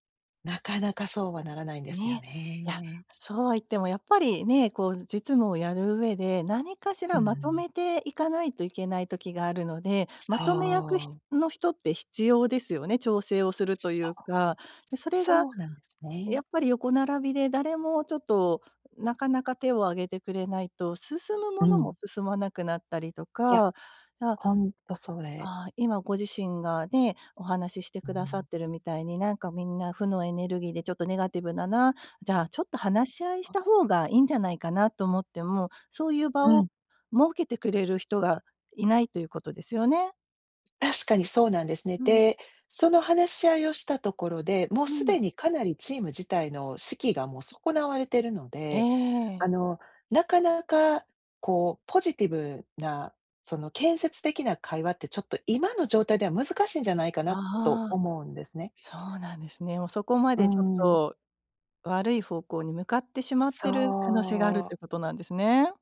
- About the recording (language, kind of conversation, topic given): Japanese, advice, 関係を壊さずに相手に改善を促すフィードバックはどのように伝えればよいですか？
- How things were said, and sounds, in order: other background noise; unintelligible speech